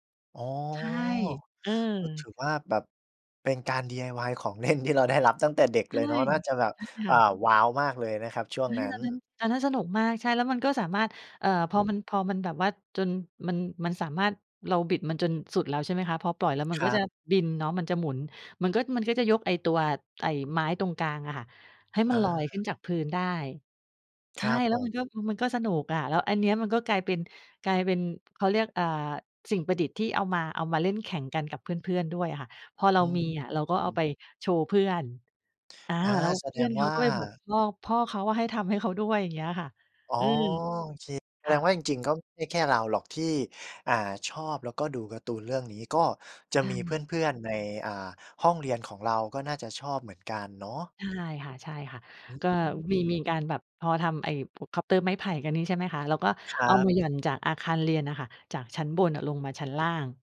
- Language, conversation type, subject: Thai, podcast, การ์ตูนตอนเย็นในวัยเด็กมีความหมายกับคุณอย่างไร?
- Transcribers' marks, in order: none